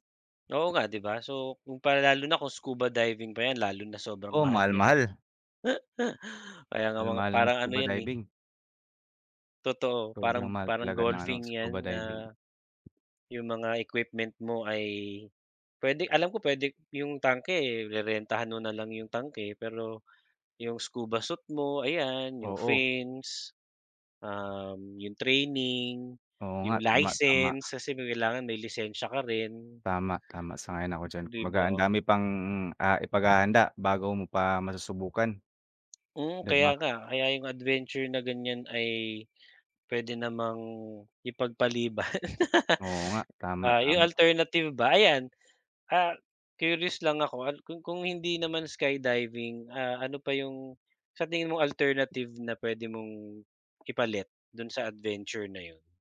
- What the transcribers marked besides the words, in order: tapping; other animal sound; giggle; other background noise; other noise; laugh
- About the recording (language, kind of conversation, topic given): Filipino, unstructured, Anong uri ng pakikipagsapalaran ang pinakagusto mong subukan?